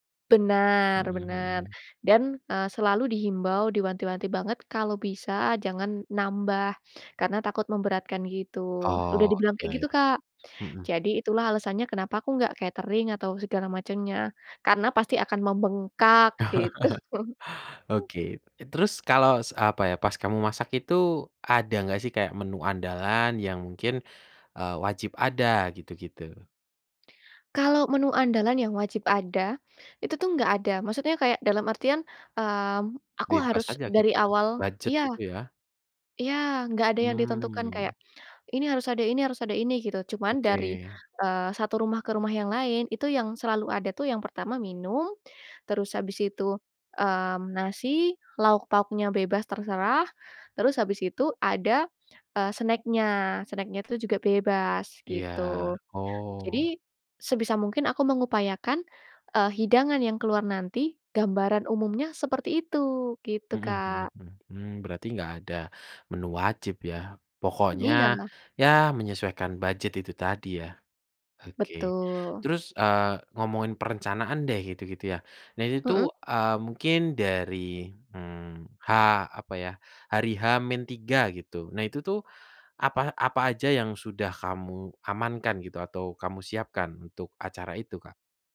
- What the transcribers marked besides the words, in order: chuckle; in English: "snack-nya. Snack-nya"; tapping
- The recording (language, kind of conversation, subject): Indonesian, podcast, Bagaimana pengalamanmu memasak untuk keluarga besar, dan bagaimana kamu mengatur semuanya?